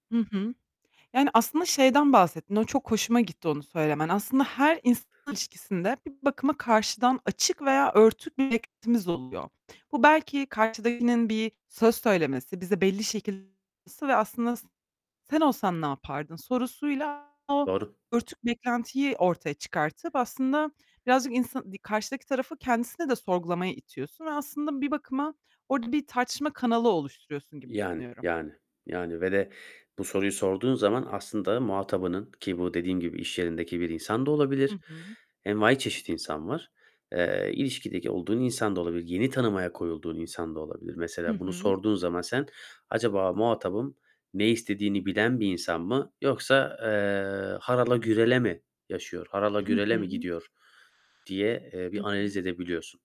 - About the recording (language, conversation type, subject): Turkish, podcast, İlişkilerde daha iyi iletişim kurmayı nasıl öğrendin?
- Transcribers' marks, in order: tapping; distorted speech; other background noise; unintelligible speech; static